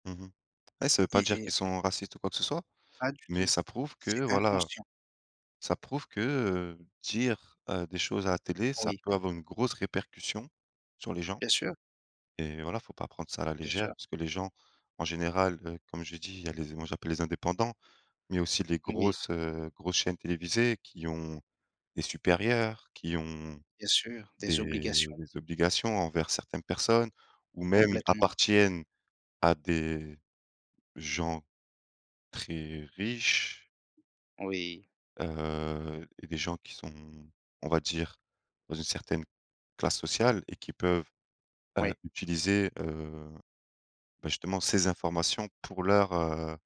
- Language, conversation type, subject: French, unstructured, Quel rôle les médias jouent-ils dans la formation de notre opinion ?
- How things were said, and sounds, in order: none